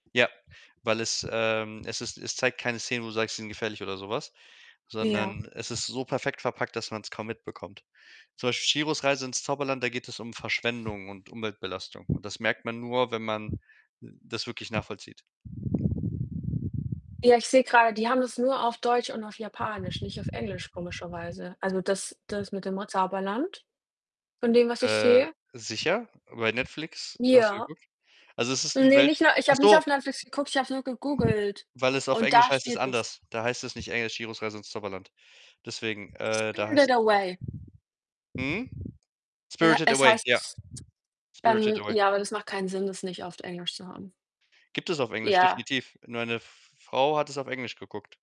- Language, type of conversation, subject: German, unstructured, Welcher Film hat dich zuletzt begeistert?
- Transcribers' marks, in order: unintelligible speech; distorted speech; wind